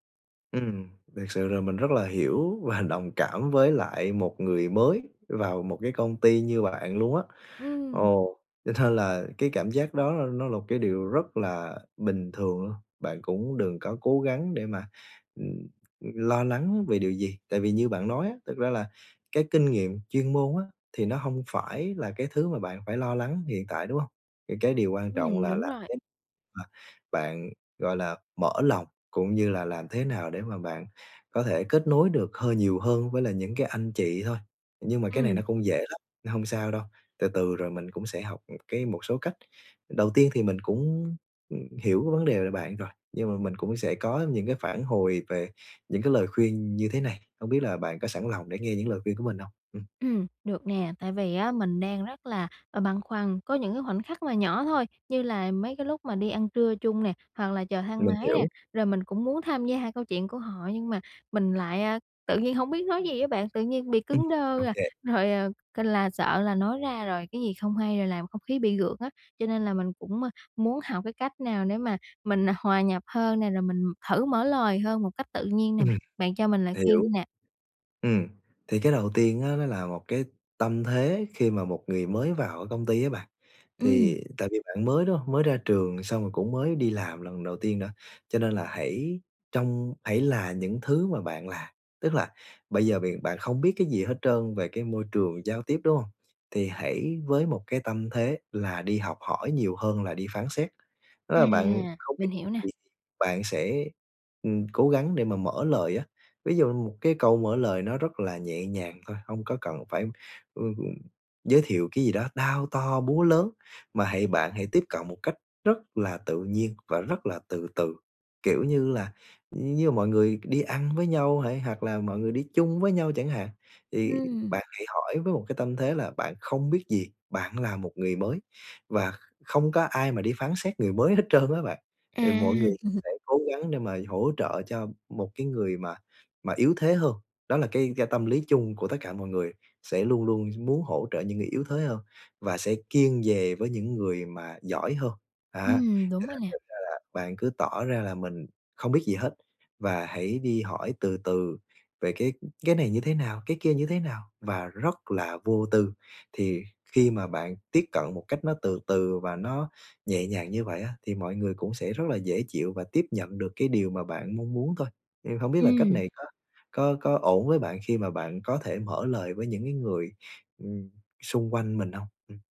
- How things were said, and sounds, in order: laughing while speaking: "và"; laughing while speaking: "cho nên"; tapping; other background noise; laughing while speaking: "rồi, ờ"; laughing while speaking: "à"; laughing while speaking: "trơn"; chuckle
- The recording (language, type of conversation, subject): Vietnamese, advice, Làm sao để giao tiếp tự tin khi bước vào một môi trường xã hội mới?